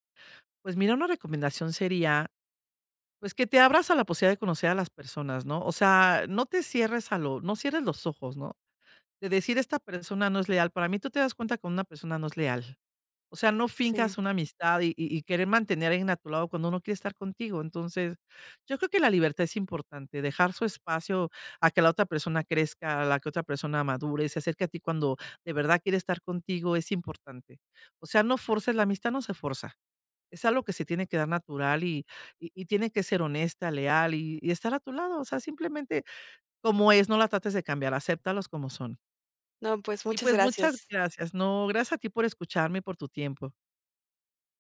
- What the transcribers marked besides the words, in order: other background noise
- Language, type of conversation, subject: Spanish, podcast, ¿Qué consejos tienes para mantener amistades a largo plazo?